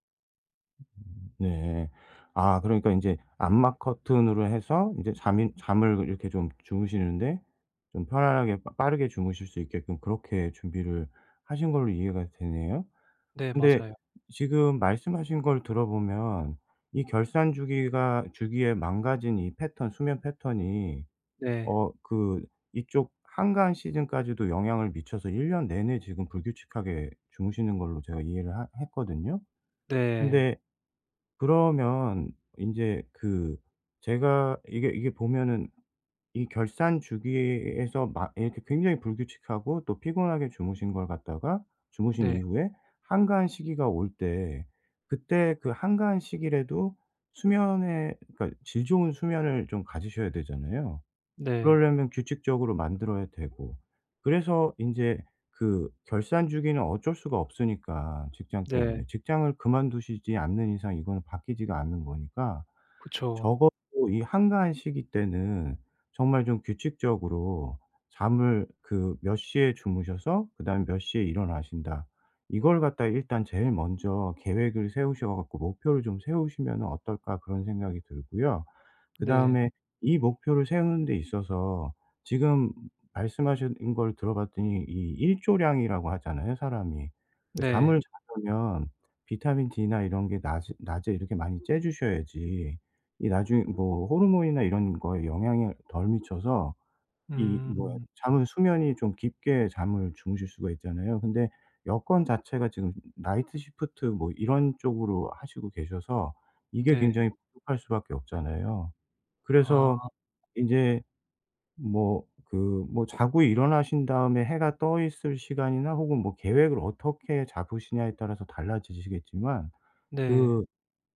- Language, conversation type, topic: Korean, advice, 아침에 더 개운하게 일어나려면 어떤 간단한 방법들이 있을까요?
- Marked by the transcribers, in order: other background noise; tapping; in English: "나이트 시프트"